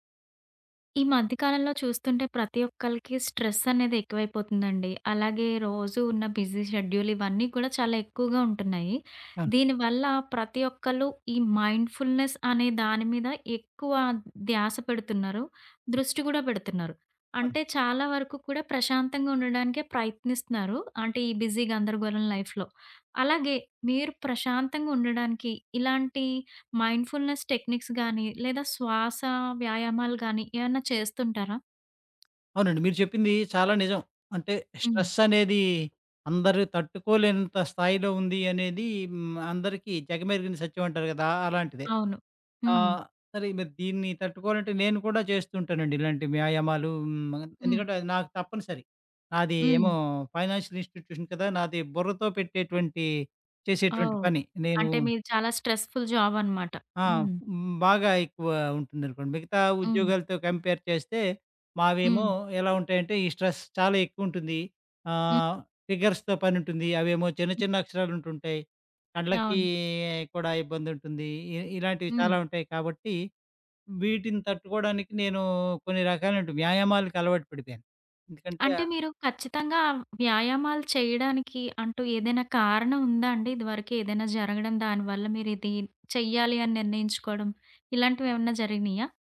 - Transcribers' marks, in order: in English: "బిజీ షెడ్యూల్"; in English: "మైండ్‌ఫుల్‌నెస్"; other background noise; in English: "బిజీ"; in English: "లైఫ్‌లో"; in English: "మైండ్‌ఫుల్‌నెస్ టెక్నిక్స్"; tapping; in English: "ఫైనాన్షియల్ ఇన్‌స్టిట్యూషన్"; in English: "స్ట్రెస్‌ఫుల్"; in English: "కంపేర్"; in English: "స్ట్రెస్"; in English: "ఫిగర్స్‌తో"
- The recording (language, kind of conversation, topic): Telugu, podcast, ప్రశాంతంగా ఉండేందుకు మీకు ఉపయోగపడే శ్వాస వ్యాయామాలు ఏవైనా ఉన్నాయా?